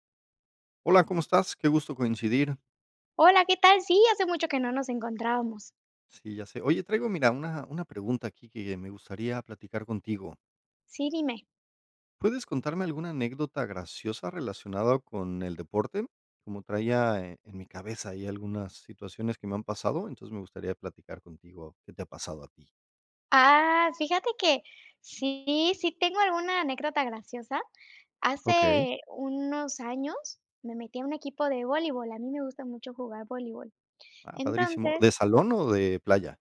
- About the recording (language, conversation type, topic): Spanish, unstructured, ¿Puedes contar alguna anécdota graciosa relacionada con el deporte?
- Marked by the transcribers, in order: other background noise